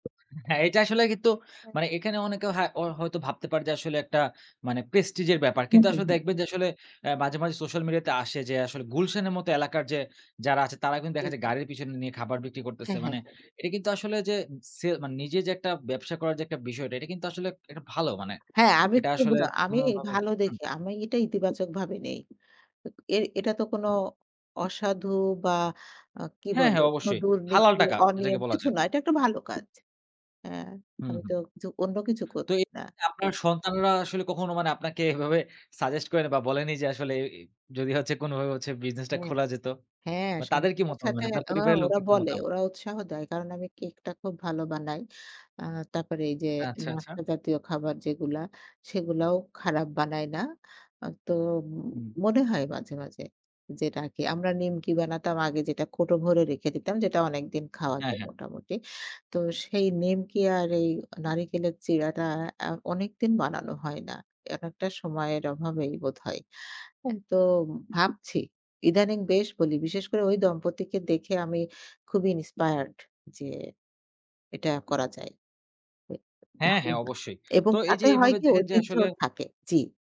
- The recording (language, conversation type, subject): Bengali, podcast, তরুণদের কাছে ঐতিহ্যবাহী খাবারকে আরও আকর্ষণীয় করে তুলতে আপনি কী করবেন?
- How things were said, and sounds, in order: tapping; in English: "Inspired"; unintelligible speech